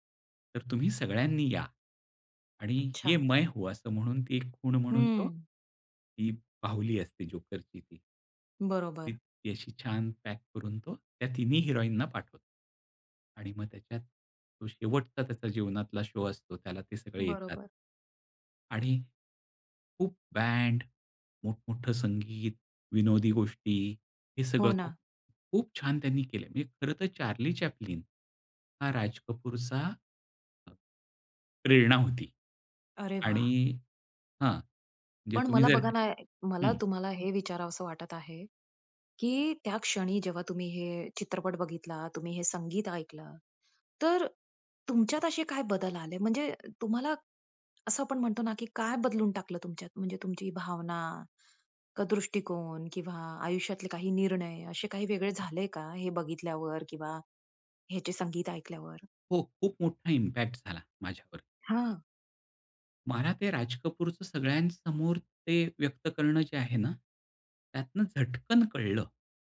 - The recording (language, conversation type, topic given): Marathi, podcast, तुमच्या आयुष्यातील सर्वात आवडती संगीताची आठवण कोणती आहे?
- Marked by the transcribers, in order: in Hindi: "ये मैं हूँ"; tapping; in English: "शो"; other background noise; in English: "इम्पॅक्ट"